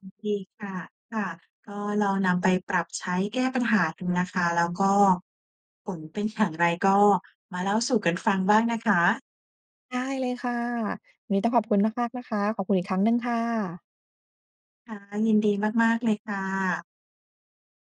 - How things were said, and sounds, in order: none
- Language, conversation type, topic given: Thai, advice, ต่างเวลาเข้านอนกับคนรักทำให้ทะเลาะกันเรื่องการนอน ควรทำอย่างไรดี?